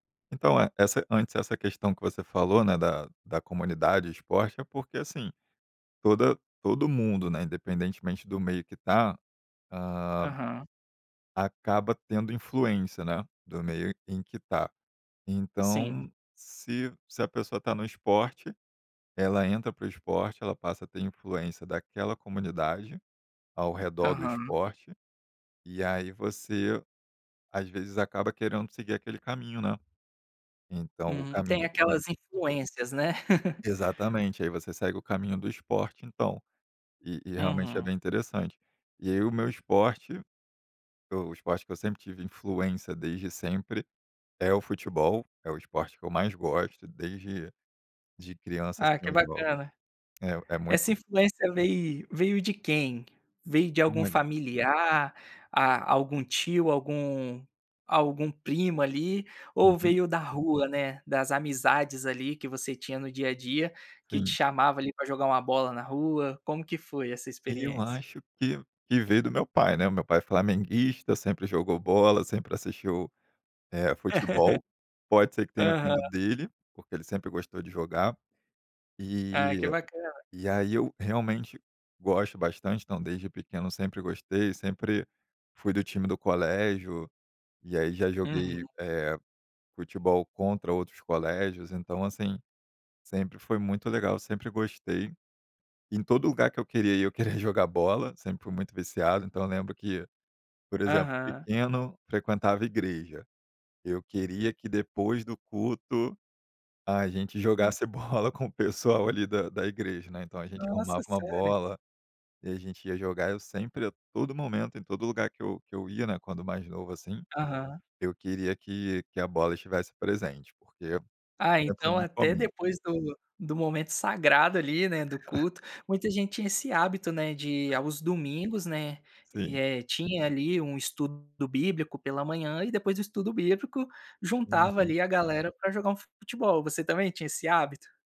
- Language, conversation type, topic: Portuguese, podcast, Como o esporte une as pessoas na sua comunidade?
- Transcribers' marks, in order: unintelligible speech; chuckle; tapping; chuckle; laughing while speaking: "bola"; chuckle